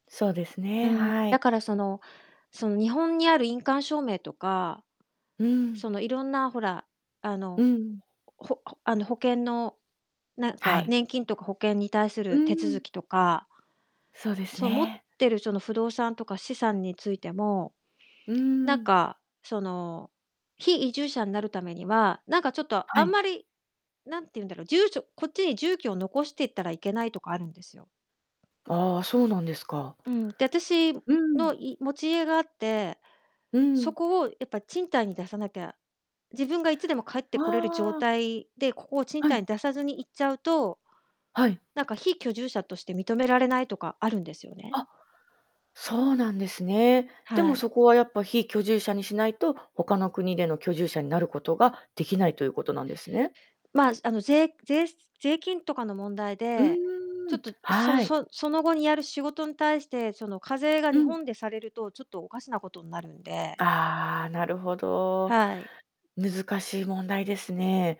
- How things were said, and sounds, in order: other background noise; static; distorted speech
- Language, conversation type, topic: Japanese, advice, 転職や引っ越しをきっかけに、生活をどのように再設計すればよいですか？
- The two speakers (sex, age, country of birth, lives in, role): female, 35-39, Japan, Japan, advisor; female, 50-54, Japan, Japan, user